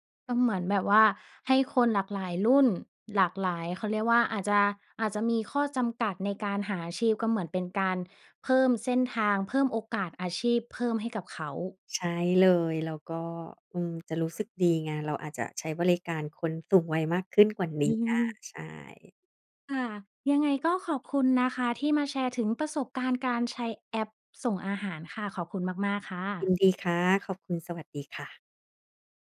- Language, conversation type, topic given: Thai, podcast, คุณใช้บริการส่งอาหารบ่อยแค่ไหน และมีอะไรที่ชอบหรือไม่ชอบเกี่ยวกับบริการนี้บ้าง?
- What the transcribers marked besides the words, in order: none